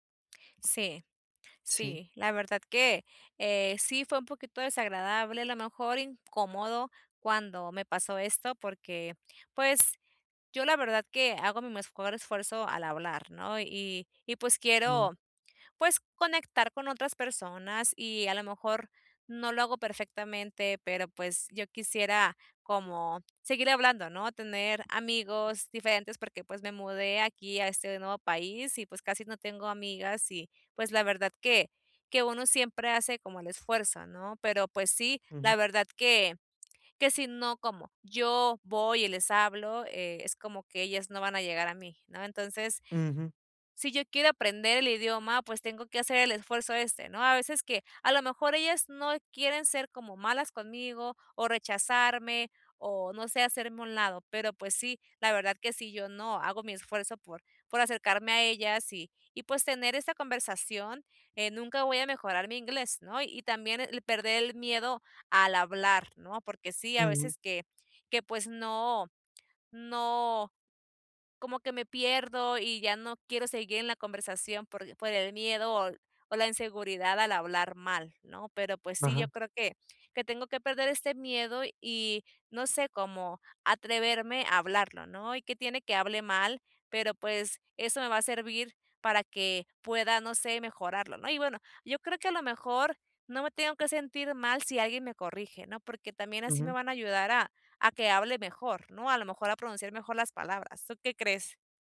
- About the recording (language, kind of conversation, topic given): Spanish, advice, ¿Cómo puedo manejar la inseguridad al hablar en un nuevo idioma después de mudarme?
- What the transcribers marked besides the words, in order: tapping